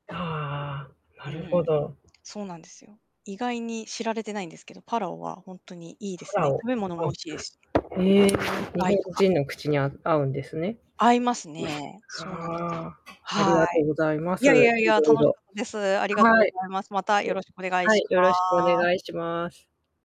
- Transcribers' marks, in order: static; tapping; distorted speech; other background noise; unintelligible speech
- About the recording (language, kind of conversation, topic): Japanese, unstructured, 旅行中に不快なにおいを感じたことはありますか？